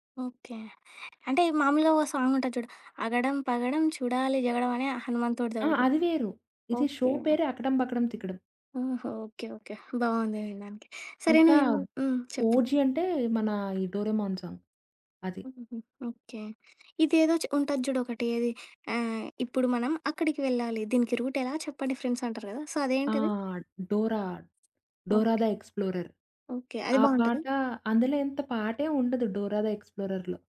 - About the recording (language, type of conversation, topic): Telugu, podcast, మీ చిన్నప్పటి జ్ఞాపకాలను వెంటనే గుర్తుకు తెచ్చే పాట ఏది, అది ఎందుకు గుర్తొస్తుంది?
- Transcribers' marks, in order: singing: "అగడం పగడం, చూడాలి జగడం"; in English: "షో"; in English: "సాంగ్"; in English: "రూట్"; in English: "సో"; other background noise